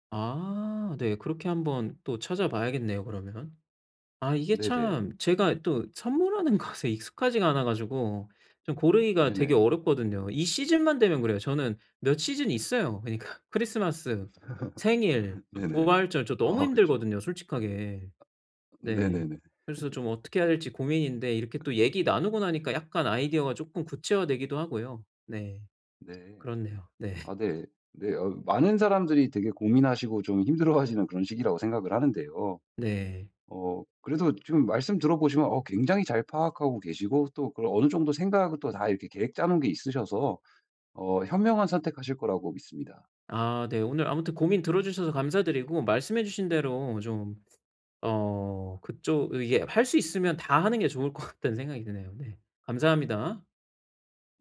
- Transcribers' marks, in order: laughing while speaking: "것에"; laughing while speaking: "그러니까"; laugh; laughing while speaking: "아"; other background noise; laugh; laughing while speaking: "네"; laughing while speaking: "힘들어하시는"; laughing while speaking: "것 같다는"
- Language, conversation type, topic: Korean, advice, 누군가에게 줄 선물을 고를 때 무엇을 먼저 고려해야 하나요?